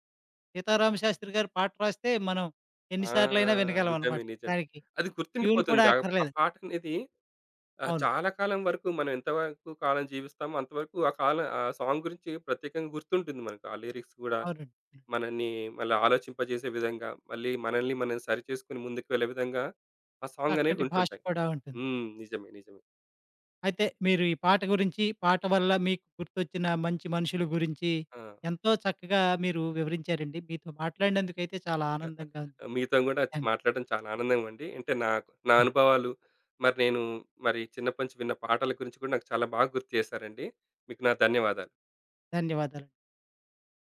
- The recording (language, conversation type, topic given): Telugu, podcast, ఒక పాట వింటే మీకు ఒక నిర్దిష్ట వ్యక్తి గుర్తుకొస్తారా?
- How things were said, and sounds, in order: in English: "ట్యూన్"; in English: "సాంగ్"; other background noise; in English: "లిరిక్స్"; chuckle